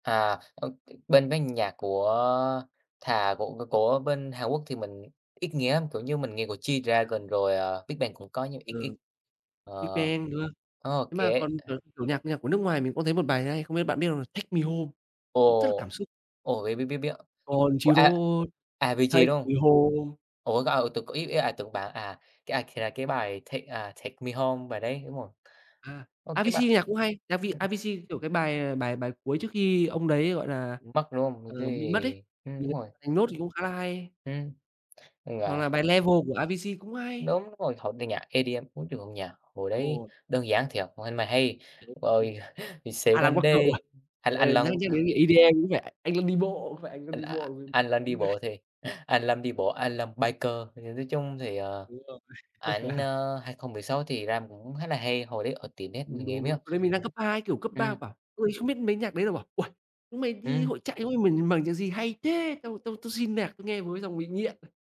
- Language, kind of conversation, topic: Vietnamese, unstructured, Bạn có thể kể về một bài hát từng khiến bạn xúc động không?
- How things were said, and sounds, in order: tapping; other background noise; singing: "Country roads, take me home"; unintelligible speech; laugh; unintelligible speech